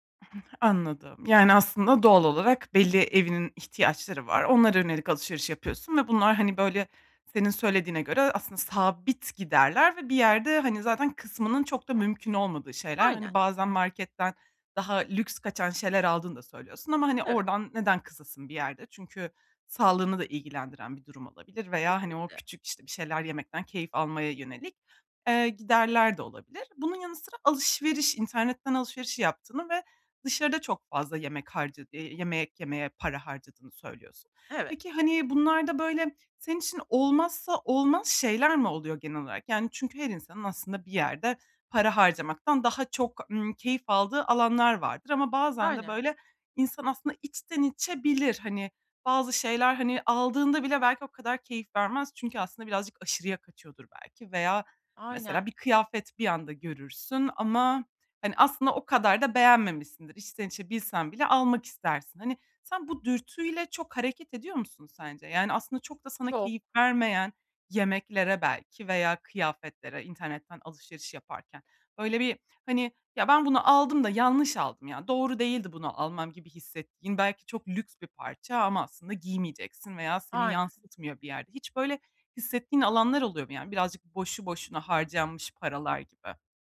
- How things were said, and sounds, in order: unintelligible speech; other background noise; tapping
- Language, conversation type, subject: Turkish, advice, Tasarruf yapma isteği ile yaşamdan keyif alma dengesini nasıl kurabilirim?